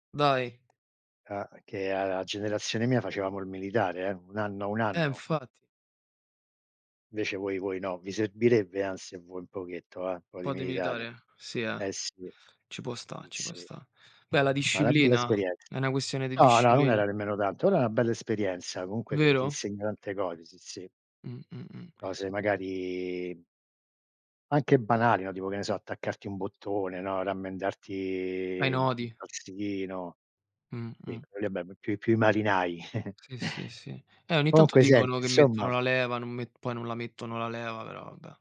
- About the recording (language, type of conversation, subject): Italian, unstructured, Come ti senti dopo una corsa all’aperto?
- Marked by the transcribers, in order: other background noise; "infatti" said as "nfatti"; "di" said as "de"; tapping; chuckle; "insomma" said as "nsomma"